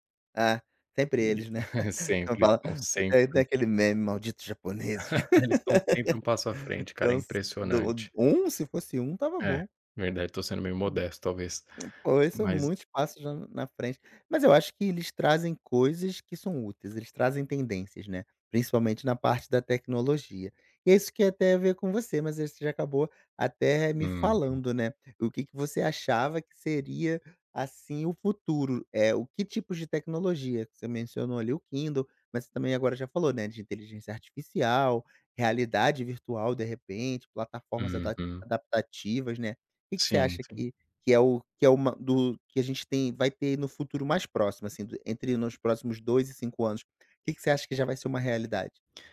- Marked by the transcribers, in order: giggle; giggle; laugh; "Poxa" said as "pô"
- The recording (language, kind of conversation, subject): Portuguese, podcast, Como as escolas vão mudar com a tecnologia nos próximos anos?